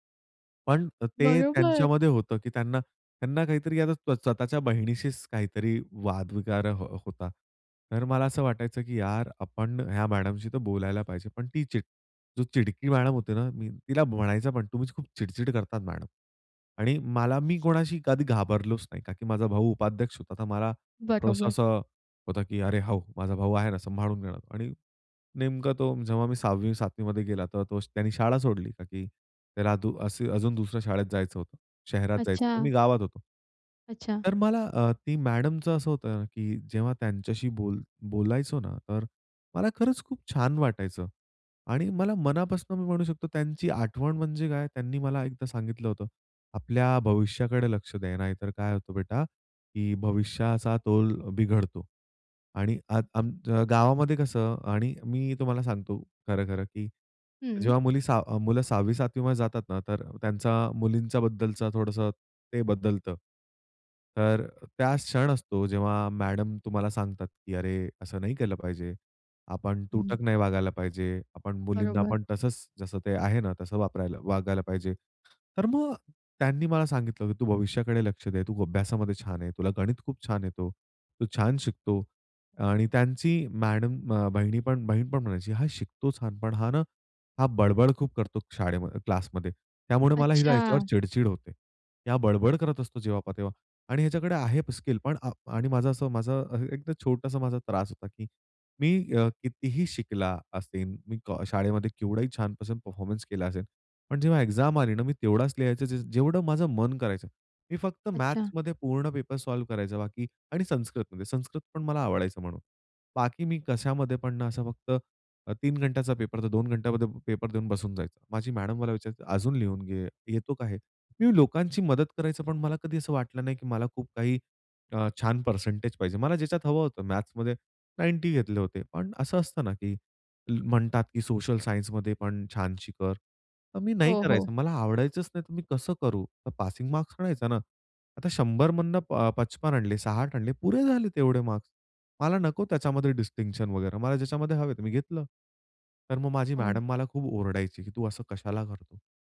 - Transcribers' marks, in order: "वगैरे" said as "विगार"; in English: "परफॉर्मन्स"; in English: "एक्झाम"; in English: "सॉल्व्ह"; in English: "परसेंटेज"; in English: "नाइन्टी"; in Hindi: "पचपन"; in English: "डिस्टिंक्शन"; unintelligible speech
- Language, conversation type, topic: Marathi, podcast, शाळेतल्या एखाद्या शिक्षकामुळे कधी शिकायला प्रेम झालंय का?